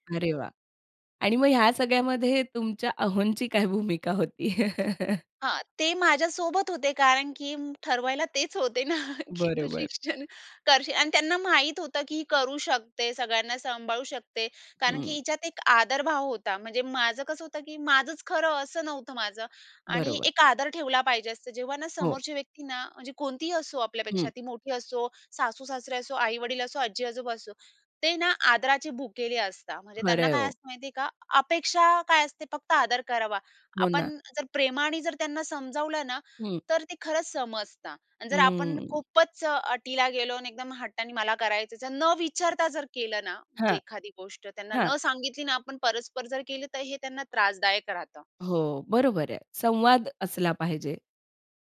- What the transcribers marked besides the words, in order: chuckle; laughing while speaking: "ना, की तू शिक्षण करशील"
- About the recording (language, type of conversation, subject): Marathi, podcast, कुटुंबातील मतभेदांमध्ये ठामपणा कसा राखता?